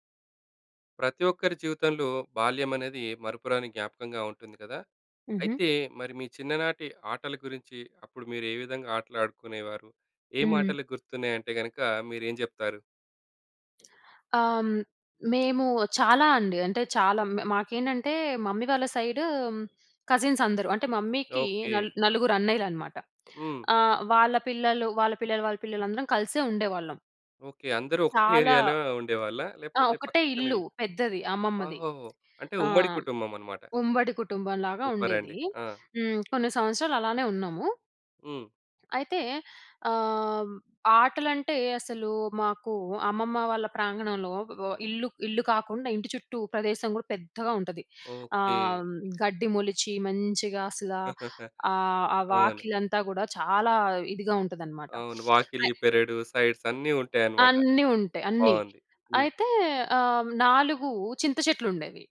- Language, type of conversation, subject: Telugu, podcast, మీ చిన్నప్పట్లో మీరు ఆడిన ఆటల గురించి వివరంగా చెప్పగలరా?
- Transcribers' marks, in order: other background noise; in English: "మమ్మీ"; in English: "కజిన్స్"; in English: "మమ్మీ‌కి"; in English: "ఏరియా‌లో"; tongue click; in English: "సూపర్"; laugh; sniff; in English: "సైడ్స్"